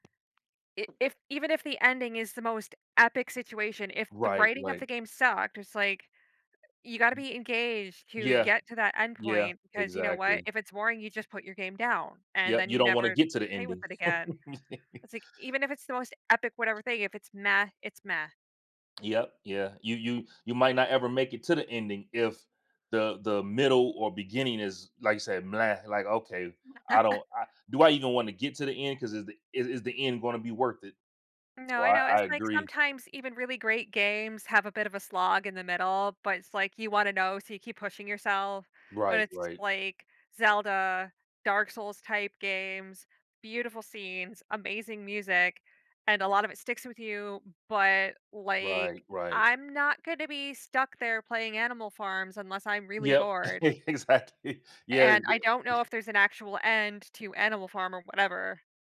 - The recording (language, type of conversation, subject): English, unstructured, What makes the ending of a story or experience truly memorable?
- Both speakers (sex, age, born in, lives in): female, 35-39, United States, United States; male, 45-49, United States, United States
- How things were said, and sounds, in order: other background noise; tapping; laugh; chuckle; laughing while speaking: "exactly"; chuckle